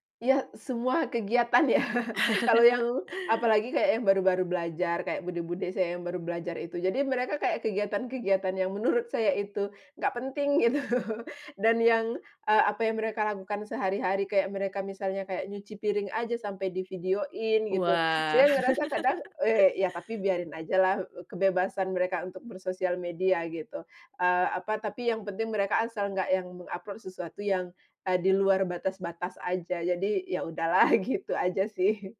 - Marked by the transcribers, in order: laughing while speaking: "ya"; laugh; laughing while speaking: "menurut"; laughing while speaking: "gitu"; laugh; laughing while speaking: "gitu"
- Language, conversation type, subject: Indonesian, podcast, Bagaimana teknologi mengubah cara Anda melaksanakan adat dan tradisi?